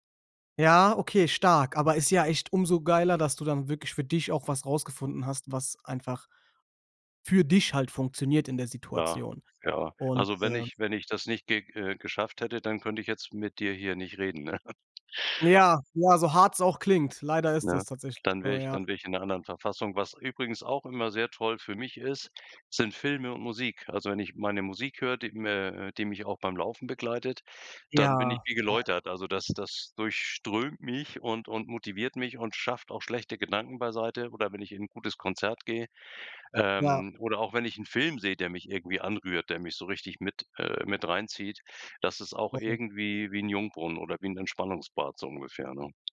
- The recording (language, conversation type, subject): German, podcast, Wie gehst du mit Stress im Alltag um?
- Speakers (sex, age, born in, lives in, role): male, 25-29, Germany, Germany, host; male, 65-69, Germany, Germany, guest
- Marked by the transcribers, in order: none